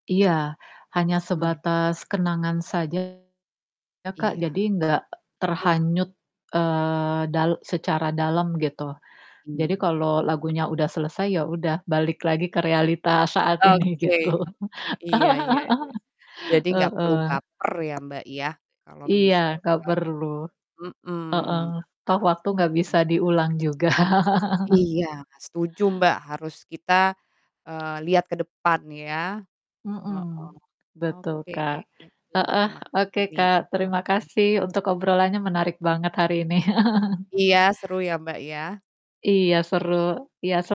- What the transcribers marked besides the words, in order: distorted speech; laughing while speaking: "ini gitu"; other background noise; laugh; unintelligible speech; laughing while speaking: "juga"; laugh; chuckle
- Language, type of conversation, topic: Indonesian, unstructured, Bagaimana musik dapat membangkitkan kembali kenangan dan perasaan lama?